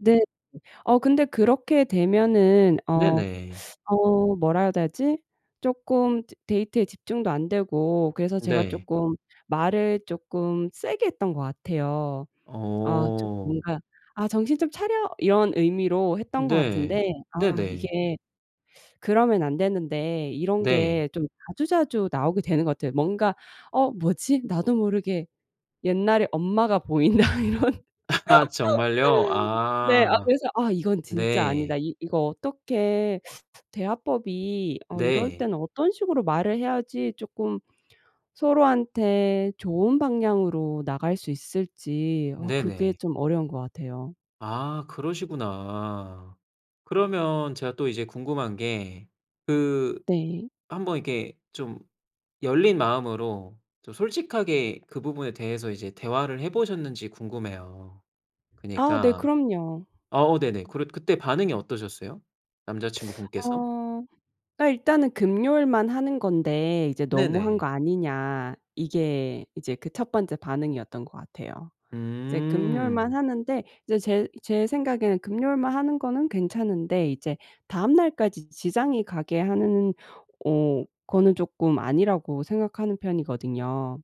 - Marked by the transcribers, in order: other background noise; teeth sucking; put-on voice: "아 정신 좀 차려"; laughing while speaking: "보인다' 이런"; laughing while speaking: "아"; laugh; teeth sucking
- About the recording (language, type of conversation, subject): Korean, advice, 자주 다투는 연인과 어떻게 대화하면 좋을까요?